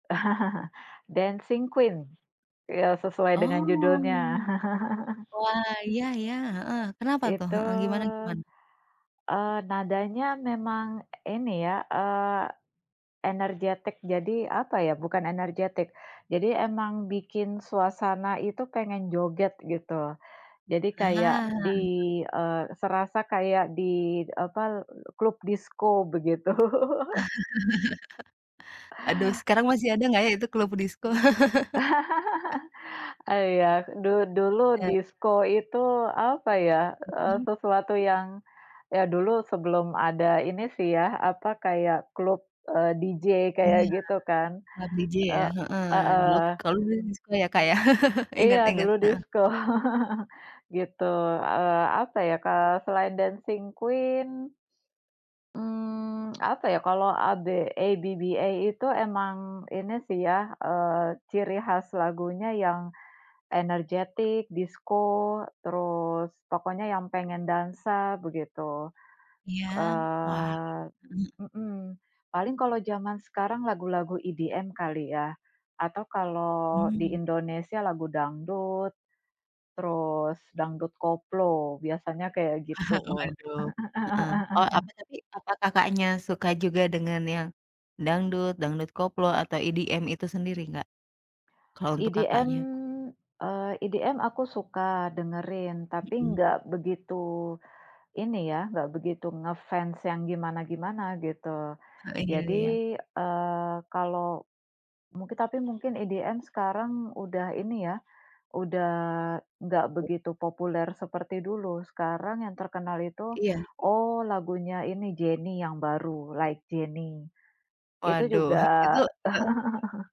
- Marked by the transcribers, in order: chuckle; chuckle; other background noise; chuckle; tapping; chuckle; laugh; chuckle; in English: "DJ"; in English: "DJ"; chuckle; chuckle; chuckle; chuckle; other noise; chuckle
- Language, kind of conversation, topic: Indonesian, unstructured, Lagu apa yang selalu membuatmu ingin menari?